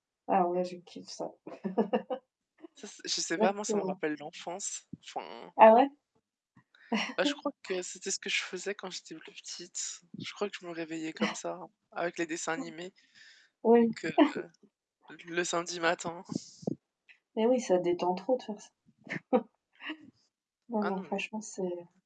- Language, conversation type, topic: French, unstructured, Préférez-vous les matins calmes ou les nuits animées ?
- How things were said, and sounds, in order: laugh; static; tapping; chuckle; chuckle; other noise; chuckle; other background noise; chuckle